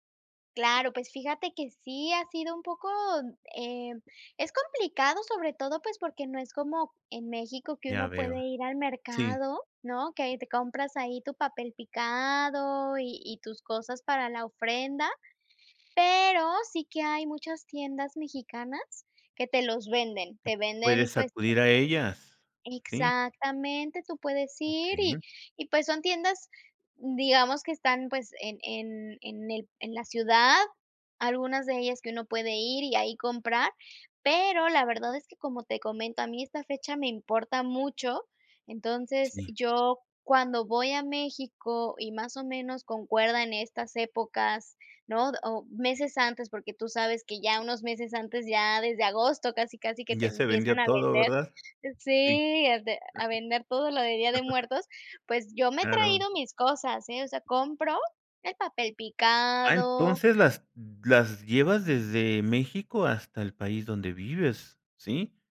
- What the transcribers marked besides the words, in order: tapping; other background noise; chuckle
- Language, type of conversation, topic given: Spanish, podcast, Cuéntame, ¿qué tradiciones familiares te importan más?